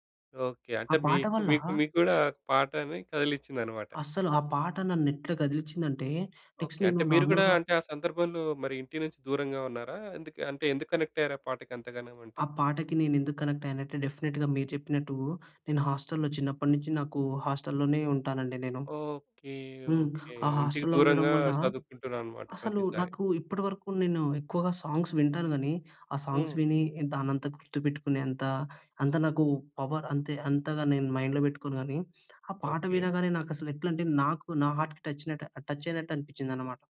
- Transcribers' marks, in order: in English: "నెక్స్ట్"; in English: "నార్మల్‌గా"; other background noise; in English: "కనెక్ట్"; in English: "డెఫినెట్‌గా"; in English: "హాస్టల్‌లో"; in English: "హాస్టల్"; in English: "హాస్టల్‌లో"; in English: "సాంగ్స్"; in English: "సాంగ్స్"; in English: "పవర్"; in English: "మైండ్‌లో"; in English: "హార్ట్‌కి"
- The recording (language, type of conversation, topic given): Telugu, podcast, సంగీతం మీ బాధను తగ్గించడంలో ఎలా సహాయపడుతుంది?